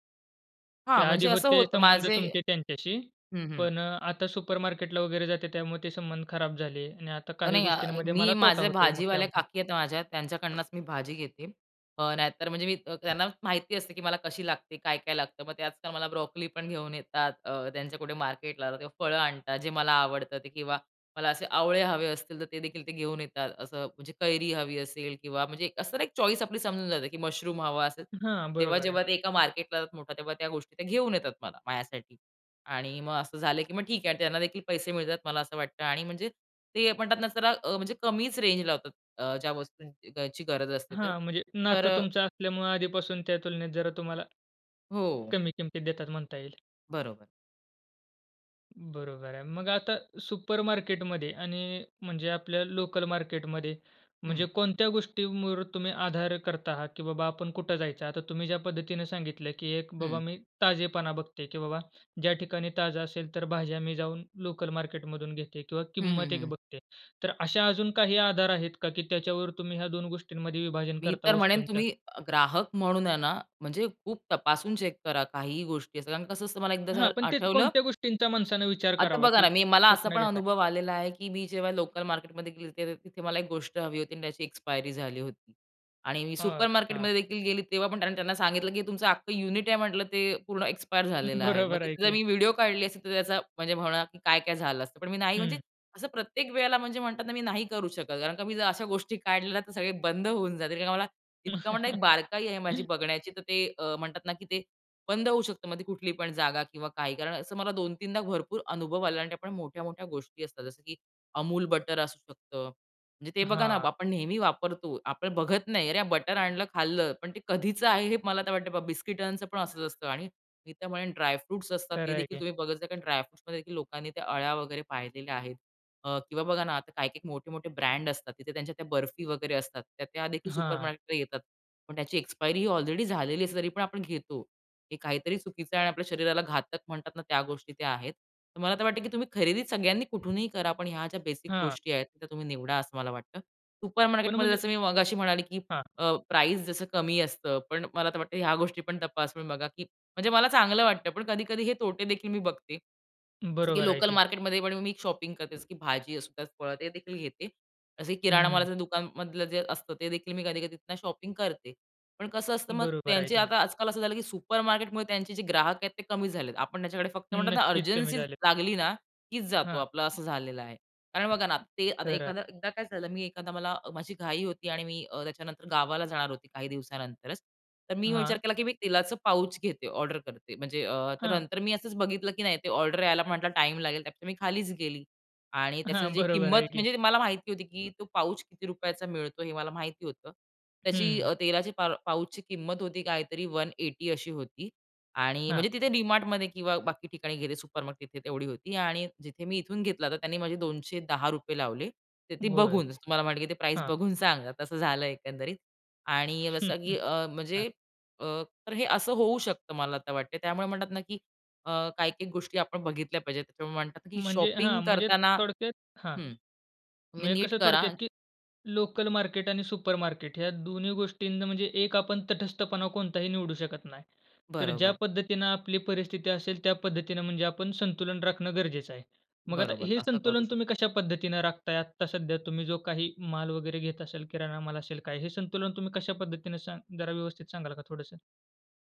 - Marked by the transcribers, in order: in English: "सुपरमार्केट"; other noise; in English: "चॉईस"; tapping; horn; in English: "सुपरमार्केट"; in English: "चेक"; in English: "सुपरमार्केट"; chuckle; in English: "ड्राय फ्रुट्स"; in English: "ड्राय फ्रुट्स"; in English: "सुपरमार्केटला"; in English: "सुपरमार्केट"; in English: "शॉपिंग"; in English: "शॉपिंग"; in English: "सुपरमार्केट"; in English: "पाउच"; in English: "पाउच"; in English: "वन एटी"; in English: "सुपरमार्केट"; chuckle; in English: "शॉपिंग"; in English: "सुपरमार्केट"
- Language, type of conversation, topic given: Marathi, podcast, लोकल बाजार आणि सुपरमार्केट यांपैकी खरेदीसाठी तुम्ही काय निवडता?